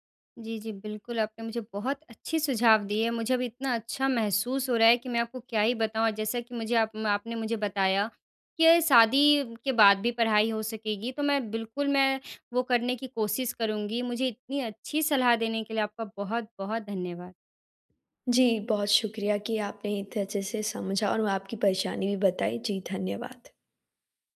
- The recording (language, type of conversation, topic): Hindi, advice, मेरा ध्यान दिनभर बार-बार भटकता है, मैं साधारण कामों पर ध्यान कैसे बनाए रखूँ?
- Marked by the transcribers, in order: none